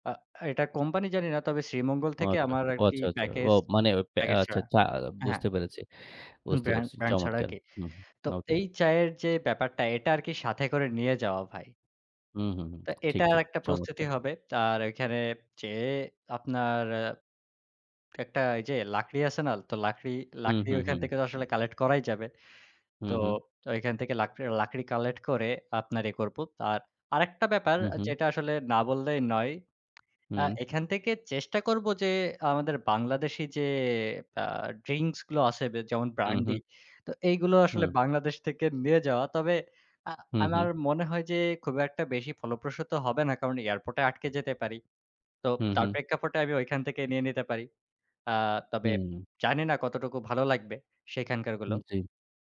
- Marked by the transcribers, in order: alarm
- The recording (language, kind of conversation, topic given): Bengali, unstructured, আপনি কোন দেশে ভ্রমণ করতে সবচেয়ে বেশি আগ্রহী?